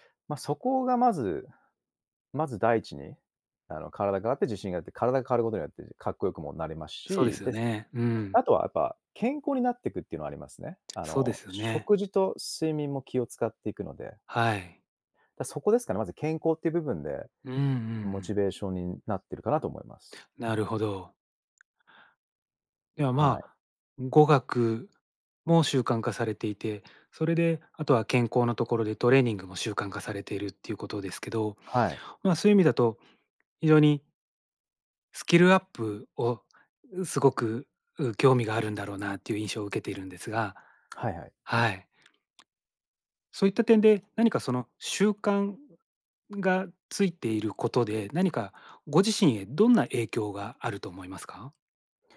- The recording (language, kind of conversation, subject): Japanese, podcast, 自分を成長させる日々の習慣って何ですか？
- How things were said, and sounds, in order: none